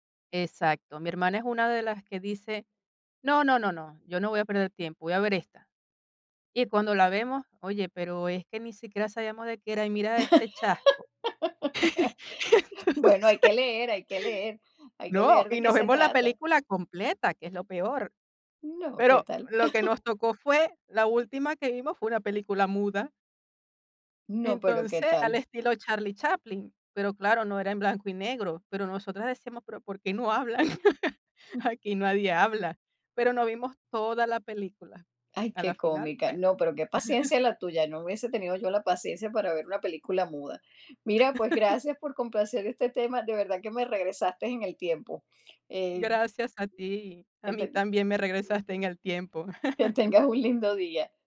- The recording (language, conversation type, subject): Spanish, podcast, ¿Qué tienda de discos o videoclub extrañas?
- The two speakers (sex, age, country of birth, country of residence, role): female, 50-54, Venezuela, Italy, guest; female, 55-59, Venezuela, United States, host
- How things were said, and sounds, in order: laugh; laugh; laughing while speaking: "entonces"; tapping; chuckle; chuckle; laugh; laugh; laugh; other noise; laughing while speaking: "Que tengas un lindo día"; laugh